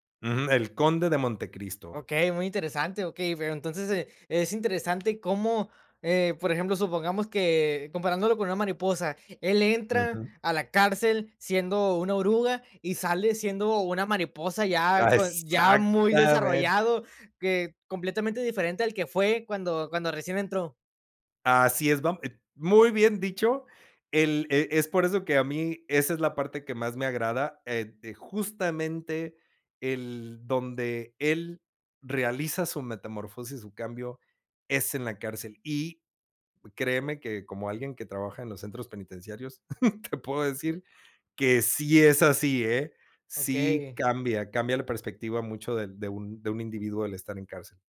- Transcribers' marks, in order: chuckle
- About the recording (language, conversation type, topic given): Spanish, podcast, ¿Qué hace que un personaje sea memorable?